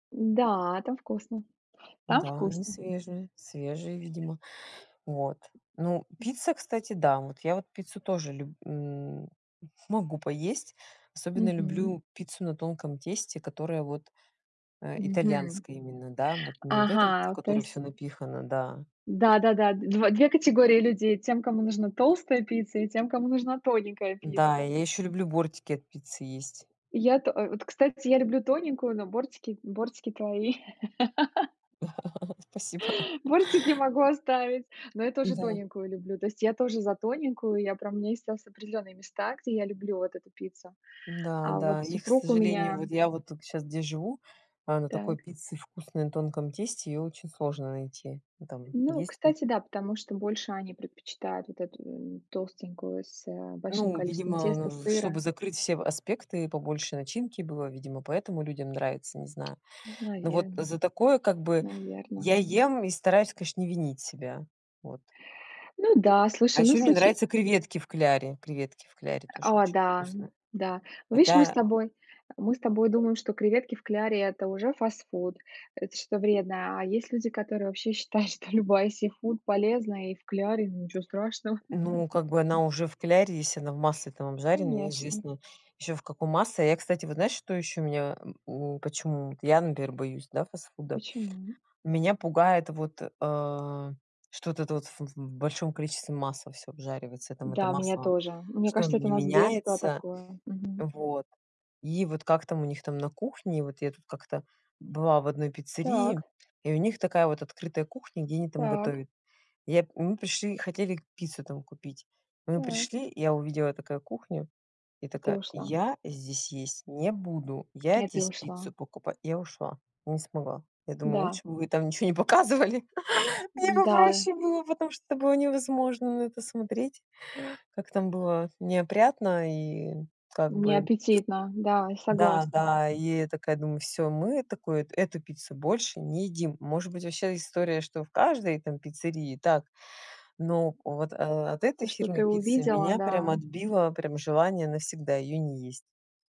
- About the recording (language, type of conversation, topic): Russian, unstructured, Почему многие боятся есть фастфуд?
- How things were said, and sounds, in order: tapping; laugh; in English: "сифуд"; laugh; laughing while speaking: "не показывали. Мне бы проще"; other background noise; tongue click